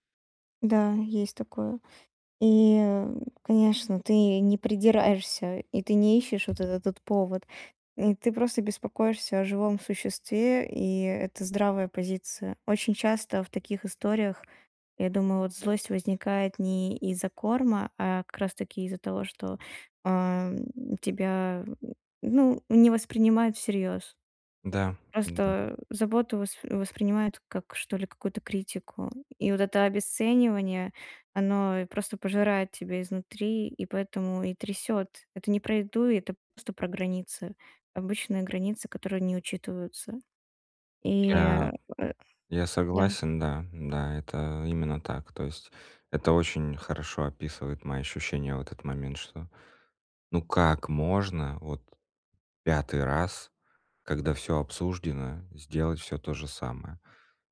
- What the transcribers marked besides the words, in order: tapping
- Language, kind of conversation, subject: Russian, advice, Как вести разговор, чтобы не накалять эмоции?